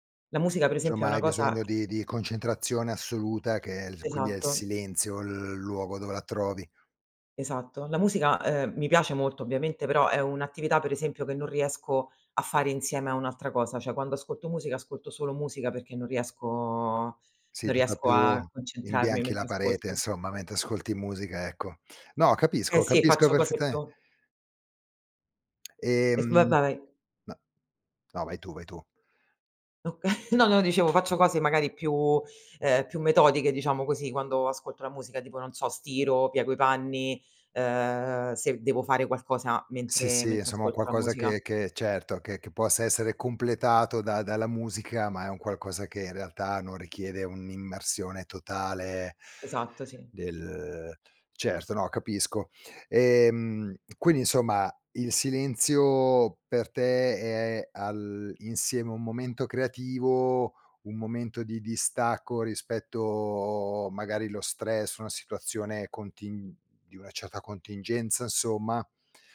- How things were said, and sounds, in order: other background noise; "cioè" said as "ceh"; laughing while speaking: "Okay"; tapping
- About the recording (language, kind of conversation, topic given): Italian, podcast, Che ruolo ha il silenzio nella tua creatività?